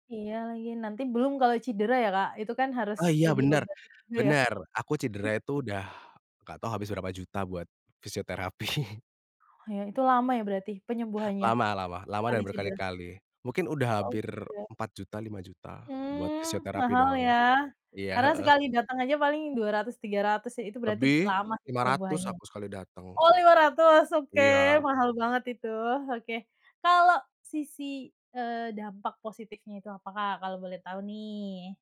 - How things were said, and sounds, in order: laughing while speaking: "fisioterapi"
- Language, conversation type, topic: Indonesian, podcast, Kapan hobi pernah membuatmu keasyikan sampai lupa waktu?